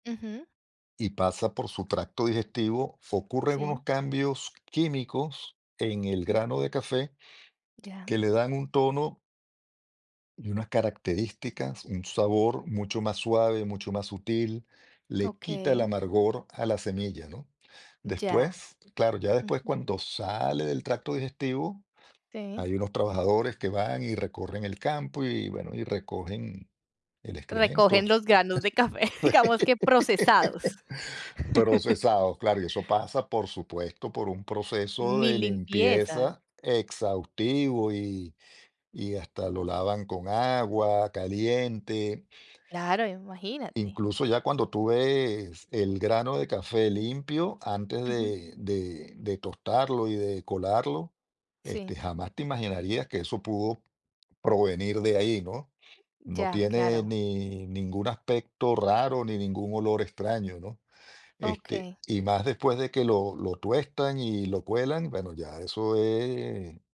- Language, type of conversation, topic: Spanish, podcast, ¿Qué comida local te dejó huella?
- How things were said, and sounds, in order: tapping; other background noise; laughing while speaking: "café, digamos"; chuckle; laugh